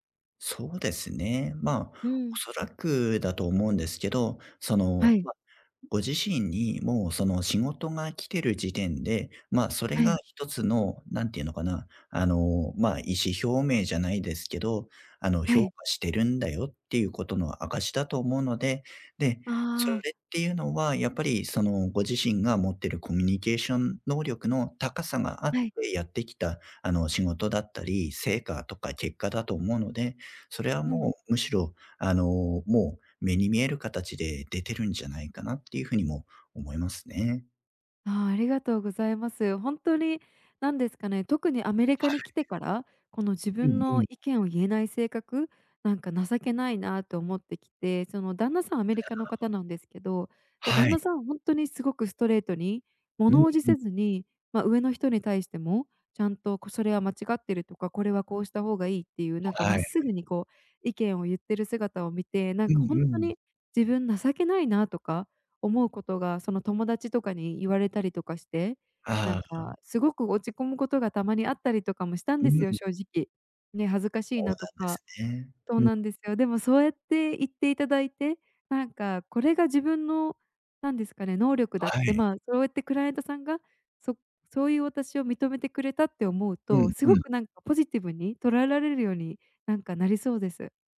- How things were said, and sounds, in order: none
- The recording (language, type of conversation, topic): Japanese, advice, 他人の評価が気になって自分の考えを言えないとき、どうすればいいですか？